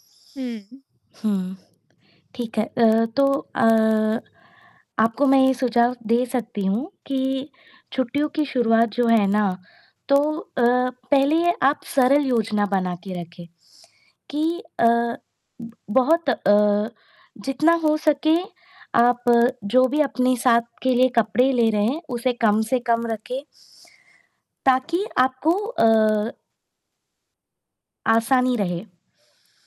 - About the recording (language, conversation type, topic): Hindi, advice, छुट्टियों में मैं अपना समय और ऊर्जा बेहतर ढंग से कैसे संभालूँ?
- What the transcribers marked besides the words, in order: static; distorted speech; mechanical hum